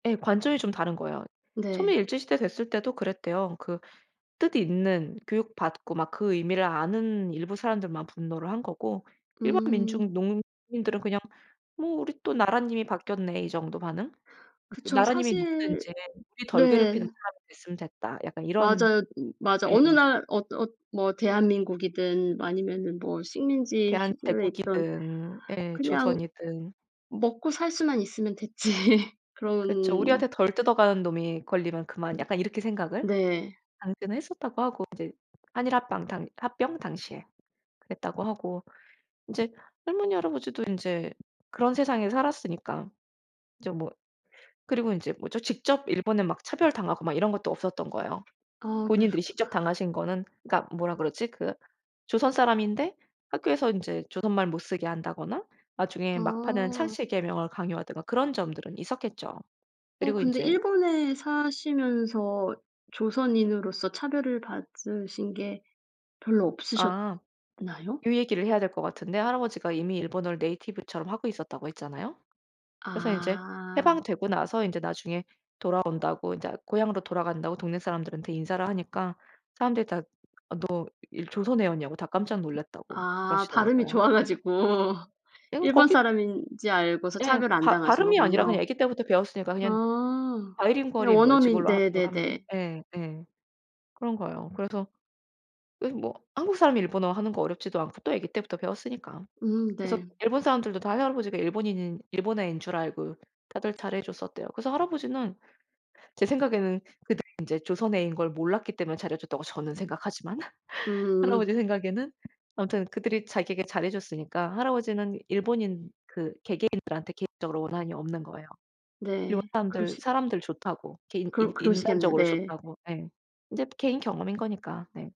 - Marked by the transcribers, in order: laughing while speaking: "됐지"; other background noise; laughing while speaking: "좋아 가지고"; in English: "바이링구얼인"; "지금으로" said as "지굴로"; laugh
- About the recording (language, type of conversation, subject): Korean, podcast, 가족 사진이나 유산품 중 의미 있는 것이 있나요?